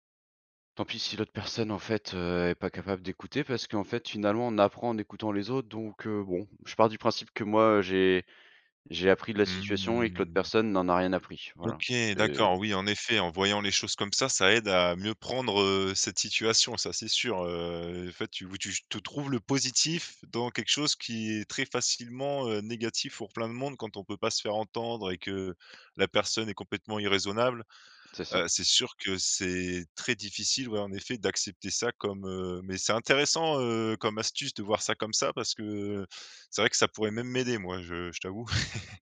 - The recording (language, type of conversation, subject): French, podcast, Comment te prépares-tu avant une conversation difficile ?
- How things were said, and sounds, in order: chuckle